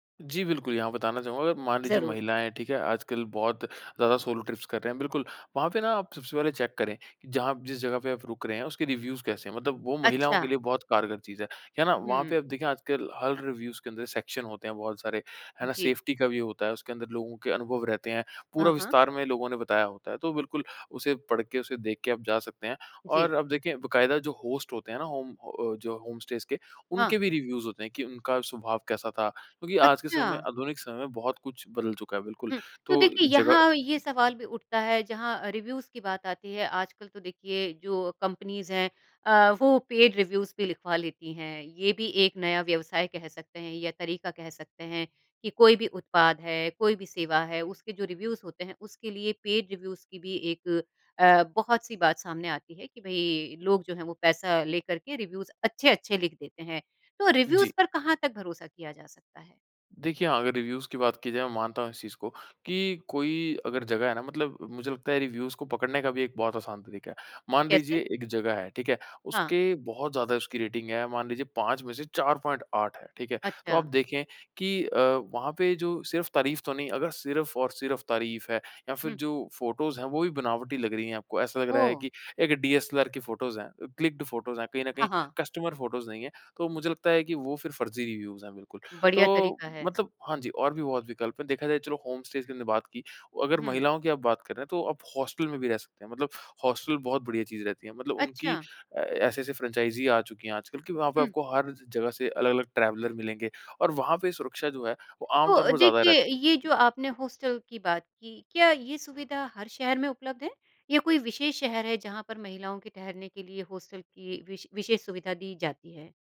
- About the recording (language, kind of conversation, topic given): Hindi, podcast, बजट में यात्रा करने के आपके आसान सुझाव क्या हैं?
- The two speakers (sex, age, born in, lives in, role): female, 50-54, India, India, host; male, 25-29, India, India, guest
- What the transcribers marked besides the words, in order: in English: "सोलो ट्रिप्स"; in English: "चेक"; in English: "रिव्युज़"; in English: "रिव्युज़"; in English: "सेक्शन"; in English: "सेफ्टी"; in English: "होस्ट"; in English: "होम"; in English: "होम स्टेज़"; in English: "रिव्युज़"; in English: "रिव्युज़"; in English: "पेड रिव्युज़"; in English: "रिव्युज़"; in English: "पेड रिव्युज़"; in English: "रिव्युज़"; in English: "रिव्युज़"; in English: "रिव्युज़"; in English: "रिव्युज़"; in English: "रेटिंग"; in English: "फोटोज़"; in English: "फोटोज़"; in English: "क्लिक्ड फोटोज़"; in English: "कस्टमर फोटोज़"; in English: "रिव्युज़"; in English: "होम स्टेज़"; in English: "फ्रेंचाइज़ी"; in English: "ट्रैवलर"